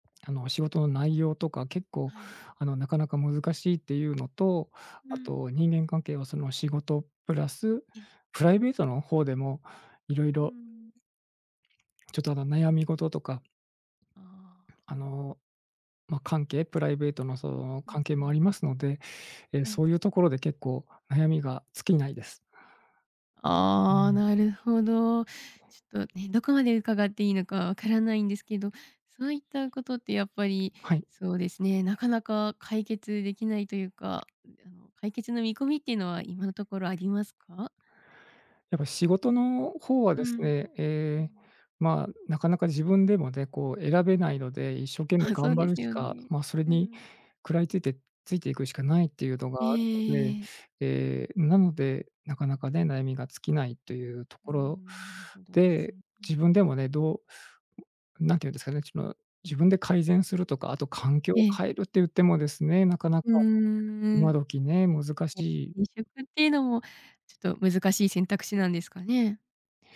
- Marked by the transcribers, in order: tapping
- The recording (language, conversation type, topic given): Japanese, advice, 夜中に不安で眠れなくなる習慣について教えていただけますか？